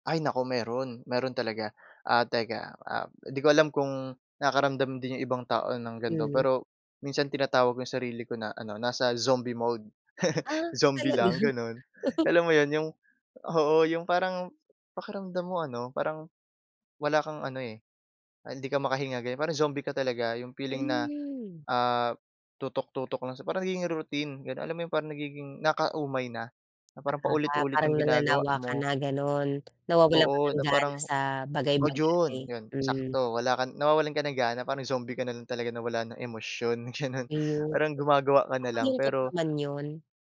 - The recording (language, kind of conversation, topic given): Filipino, podcast, Paano ka nakagagawa ng oras para sa libangan mo kahit abala ka?
- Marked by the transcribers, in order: chuckle; laugh; "yun" said as "jun"; laughing while speaking: "ganun"